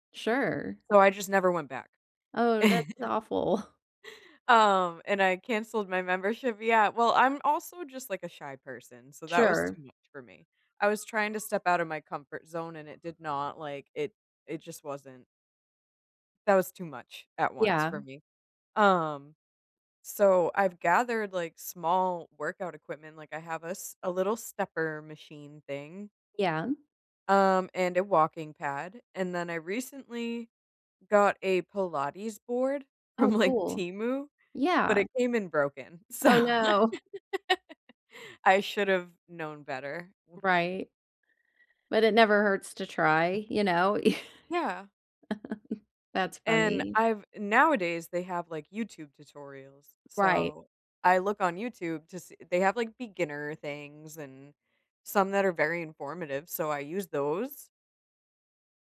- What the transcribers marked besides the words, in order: chuckle; siren; laughing while speaking: "from like"; laughing while speaking: "So"; laugh; chuckle; other background noise; chuckle
- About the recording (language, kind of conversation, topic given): English, unstructured, How can I make my gym welcoming to people with different abilities?